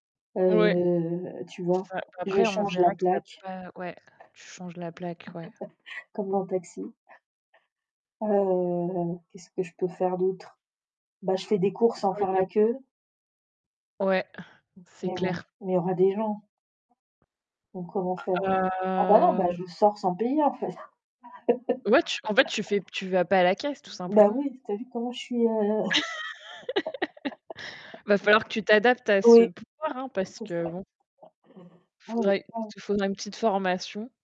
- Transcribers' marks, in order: distorted speech; drawn out: "Heu"; other background noise; chuckle; unintelligible speech; drawn out: "heu"; laugh; laugh; static; stressed: "pouvoir"; laugh; unintelligible speech
- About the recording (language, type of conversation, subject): French, unstructured, Préféreriez-vous avoir la capacité de voler ou d’être invisible ?